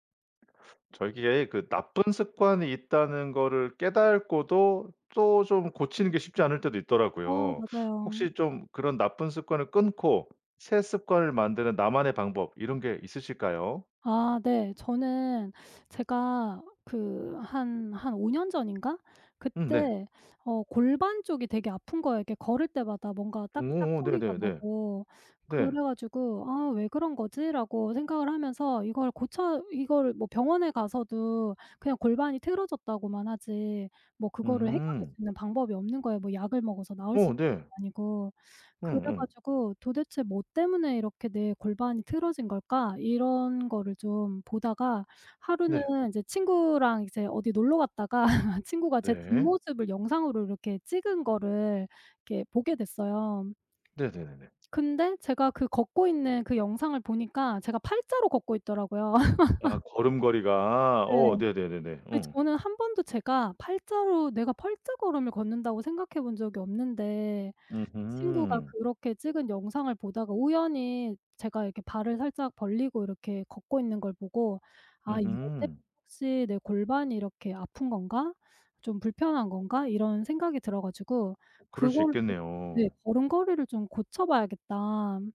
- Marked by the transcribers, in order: "깨닫고도" said as "깨달꼬도"; "맞아요" said as "맞아영"; tapping; laugh; other background noise; laugh
- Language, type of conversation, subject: Korean, podcast, 나쁜 습관을 끊고 새 습관을 만드는 데 어떤 방법이 가장 효과적이었나요?